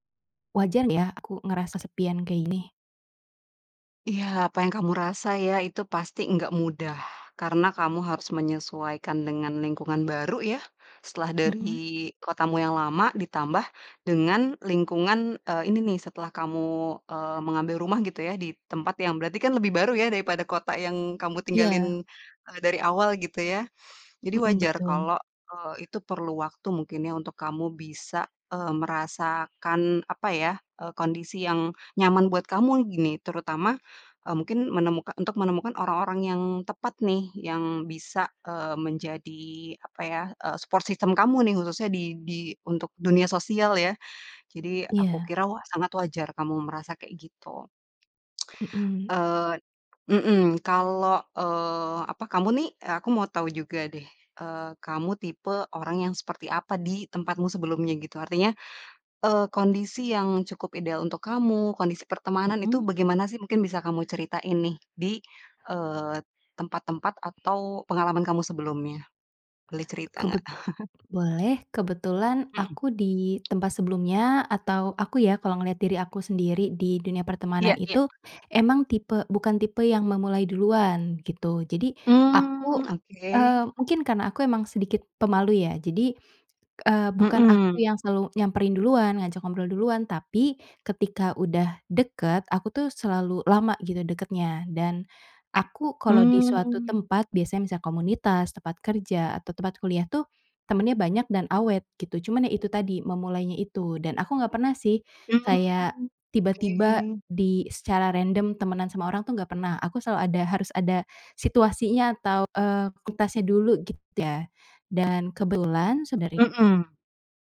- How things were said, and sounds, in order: in English: "support system"; tsk; "bagaimana" said as "begemana"; chuckle; tapping
- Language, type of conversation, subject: Indonesian, advice, Bagaimana cara mendapatkan teman dan membangun jaringan sosial di kota baru jika saya belum punya teman atau jaringan apa pun?